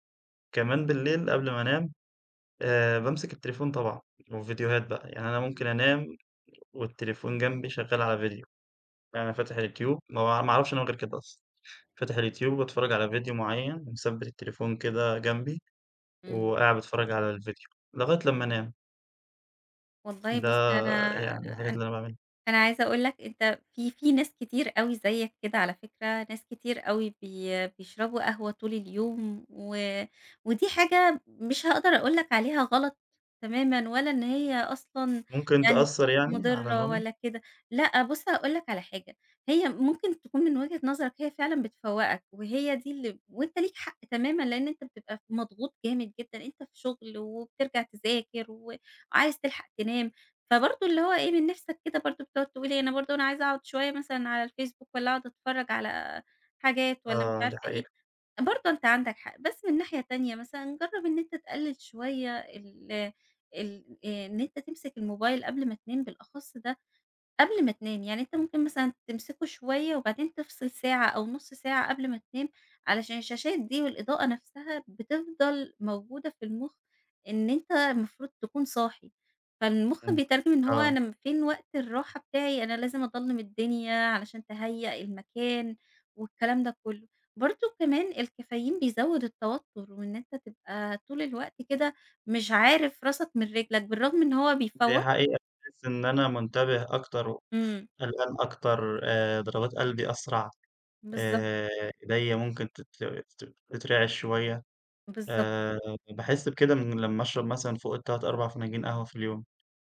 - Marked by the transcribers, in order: unintelligible speech; tapping; other background noise
- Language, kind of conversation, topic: Arabic, advice, إزاي جدول نومك المتقلب بيأثر على نشاطك وتركيزك كل يوم؟